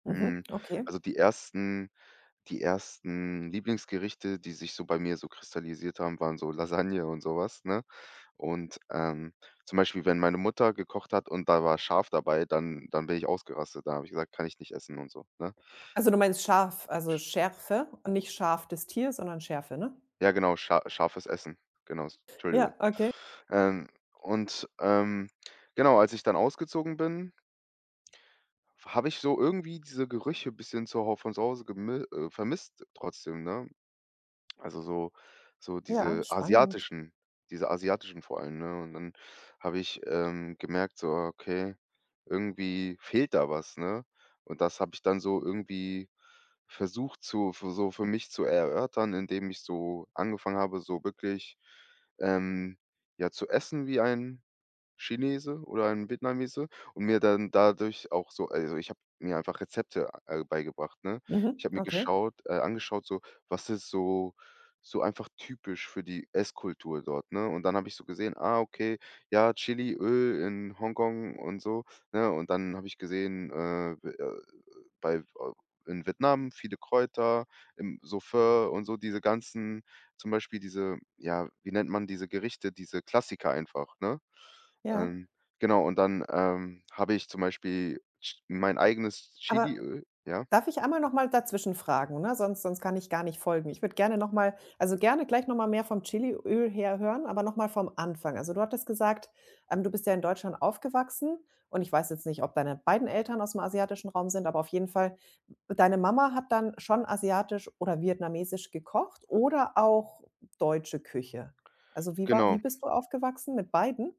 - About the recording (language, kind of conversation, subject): German, podcast, Welche Rolle spielt Essen für deine Herkunft?
- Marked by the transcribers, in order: other background noise; tapping; unintelligible speech